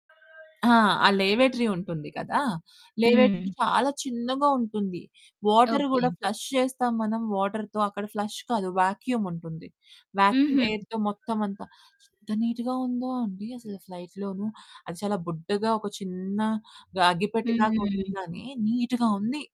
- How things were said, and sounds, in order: static; in English: "లేవేటరీ"; in English: "లేవేటరీ"; in English: "ఫ్లష్"; in English: "ఫ్లష్"; in English: "వ్యాక్యూమ్"; in English: "వ్యాక్యూమ్ ఎయిర్‌తో"; other background noise; in English: "నీట్‌గా"; in English: "ఫ్లైట్‌లోనూ"; in English: "నీట్‌గా"
- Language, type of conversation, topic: Telugu, podcast, మీ మొదటి ఒంటరి ప్రయాణం గురించి చెప్పగలరా?